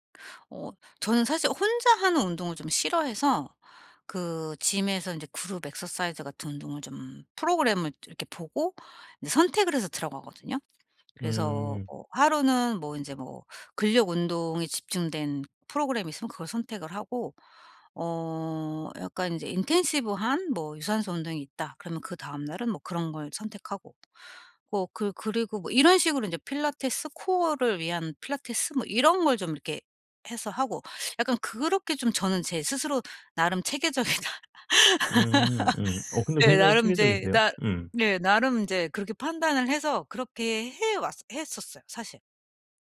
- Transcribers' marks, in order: in English: "gym에서"; in English: "그룹 exercise"; other background noise; in English: "'intensive"; tapping; laughing while speaking: "체계적이다.'"; laugh
- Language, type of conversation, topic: Korean, advice, 동기부여가 떨어질 때도 운동을 꾸준히 이어가기 위한 전략은 무엇인가요?